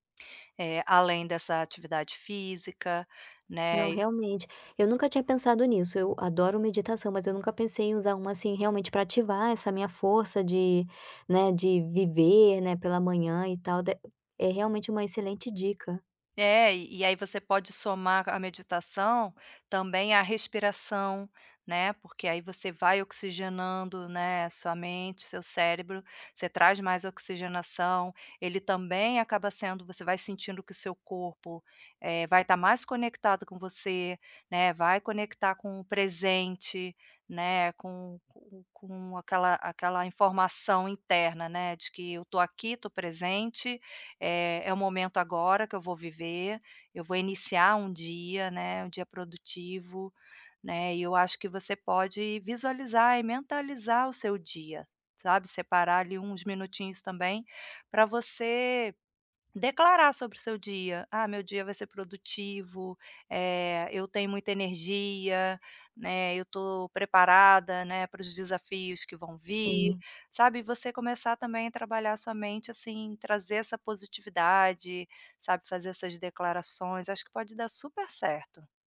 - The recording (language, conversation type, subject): Portuguese, advice, Como posso melhorar os meus hábitos de sono e acordar mais disposto?
- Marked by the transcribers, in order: other background noise